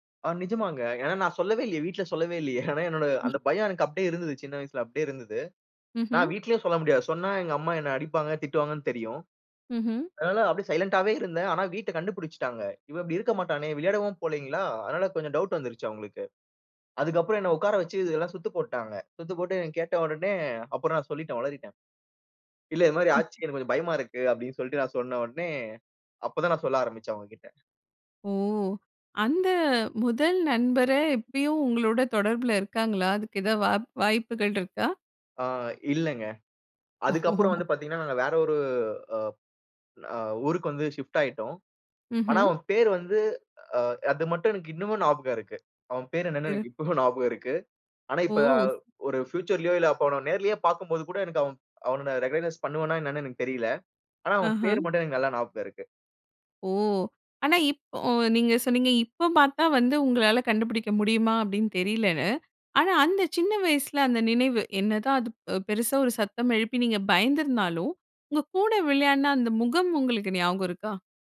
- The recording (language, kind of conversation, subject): Tamil, podcast, உங்கள் முதல் நண்பருடன் நீங்கள் எந்த விளையாட்டுகளை விளையாடினீர்கள்?
- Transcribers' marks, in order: laughing while speaking: "ஏன்னா"; other noise; tapping; in English: "சைலன்ட்டாவே"; in English: "டவுட்"; laughing while speaking: "ஓ!"; in English: "ஷிஃப்ட்"; laughing while speaking: "இப்பவும்"; in English: "ஃபியூச்சர்லையோ"; in English: "ரிகாக்னைஸ்"